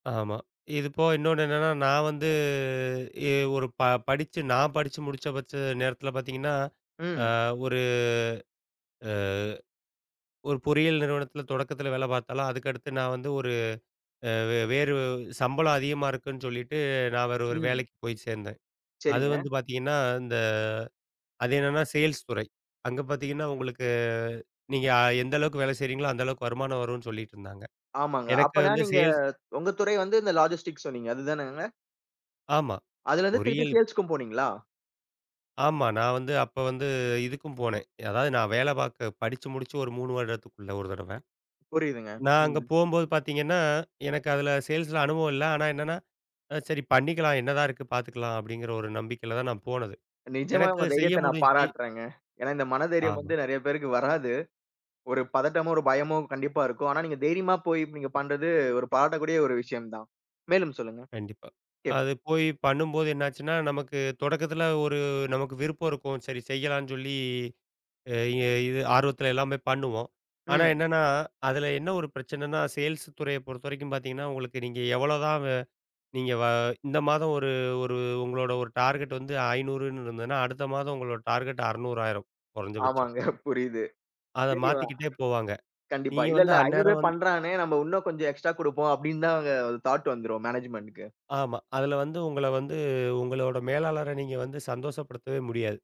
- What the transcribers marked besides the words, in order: drawn out: "வந்து"; drawn out: "ஒரு"; in English: "சேல்ஸ்"; in English: "சேல்ஸ்"; in English: "லாஜஸ்டிக்"; in English: "சேல்ஸ்க்கும்"; in English: "சேல்ஸ்ல"; in English: "சேல்ஸ்"; in English: "டார்கெட்"; in English: "டார்கெட்"; chuckle; other noise; in English: "எக்ஸ்ட்ரா"; in English: "தாட்"
- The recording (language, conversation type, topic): Tamil, podcast, அனுபவம் இல்லாமலே ஒரு புதிய துறையில் வேலைக்கு எப்படி சேரலாம்?